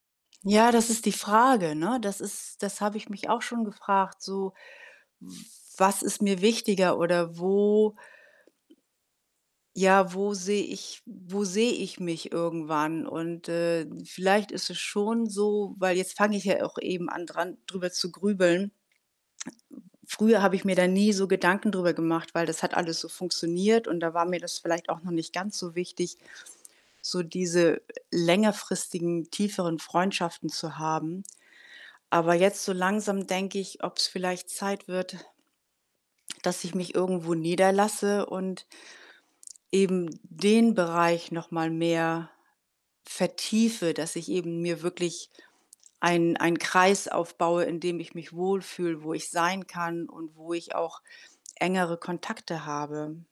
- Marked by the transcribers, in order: other background noise; static; stressed: "den"
- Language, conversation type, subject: German, advice, Wie erlebst du soziale Angst bei Treffen, und was macht es dir schwer, Kontakte zu knüpfen?